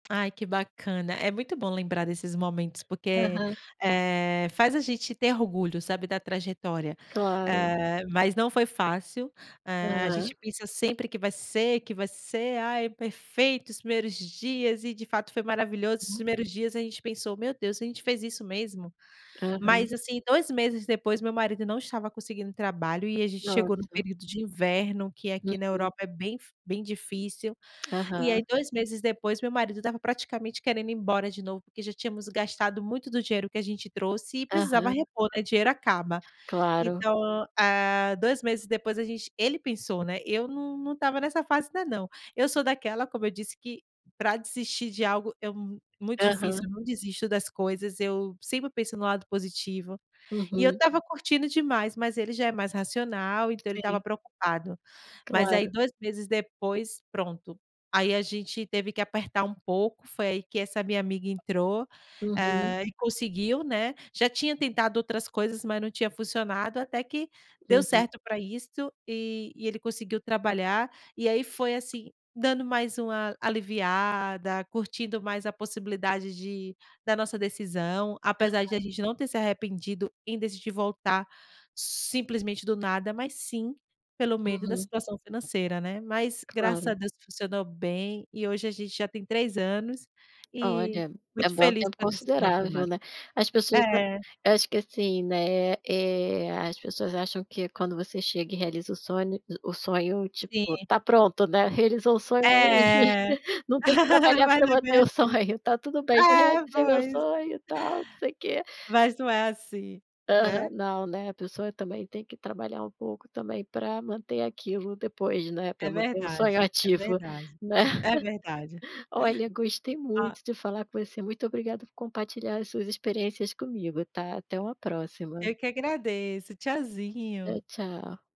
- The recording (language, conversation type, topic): Portuguese, podcast, Como você decide quando seguir um sonho ou ser mais prático?
- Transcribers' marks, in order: tapping; other background noise; laugh; laugh